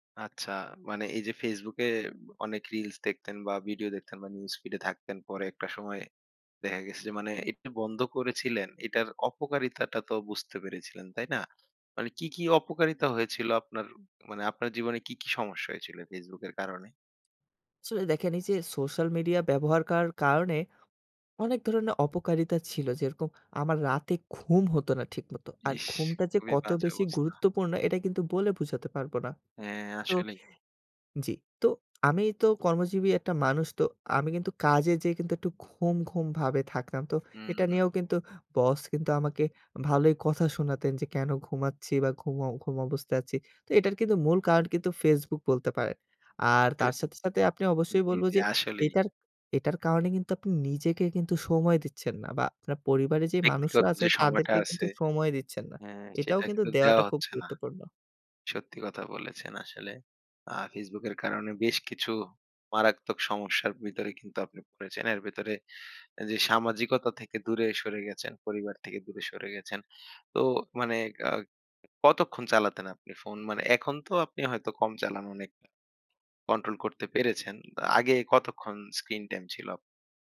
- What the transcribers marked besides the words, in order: other background noise; chuckle
- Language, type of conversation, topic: Bengali, podcast, ডুমস্ক্রলিং থেকে কীভাবে নিজেকে বের করে আনেন?